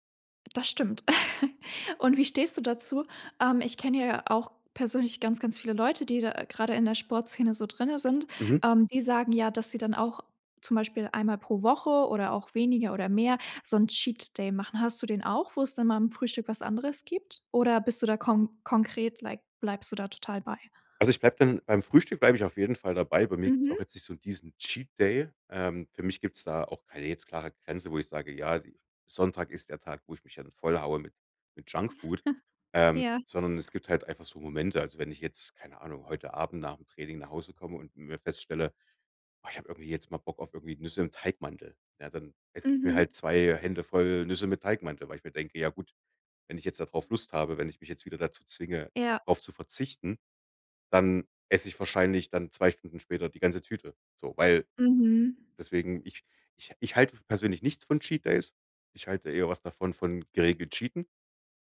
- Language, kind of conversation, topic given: German, podcast, Wie sieht deine Frühstücksroutine aus?
- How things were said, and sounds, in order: chuckle; in English: "Cheat-Day"; in English: "like"; in English: "Cheat-Day"; chuckle; in English: "Cheat-Days"; in English: "cheaten"